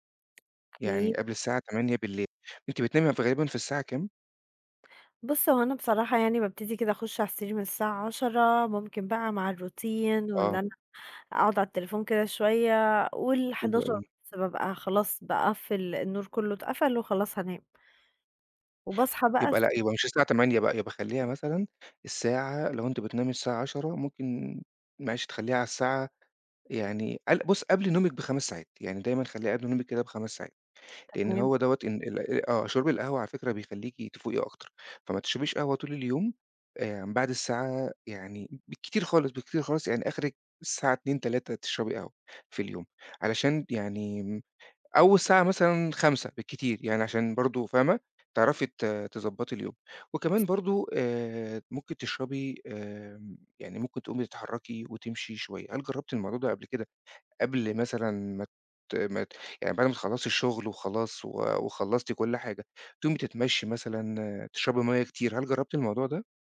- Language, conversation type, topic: Arabic, advice, إزاي القيلولات المتقطعة بتأثر على نومي بالليل؟
- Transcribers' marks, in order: tapping; in English: "الRoutine"; other background noise